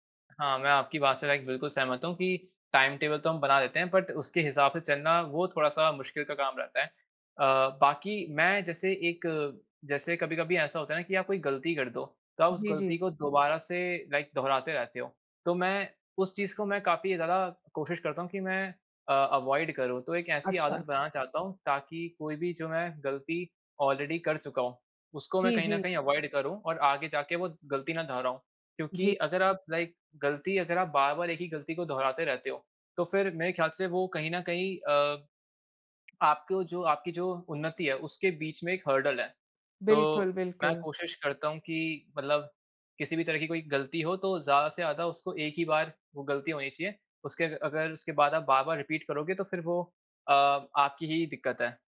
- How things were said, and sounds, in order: in English: "लाइक"; in English: "टाइम-टेबल"; in English: "बट"; other background noise; in English: "लाइक"; in English: "अवॉइड"; in English: "ऑलरेडी"; in English: "अवॉइड"; in English: "लाइक"; tapping; in English: "हर्डल"; in English: "रिपीट"
- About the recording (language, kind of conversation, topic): Hindi, unstructured, आत्म-सुधार के लिए आप कौन-सी नई आदतें अपनाना चाहेंगे?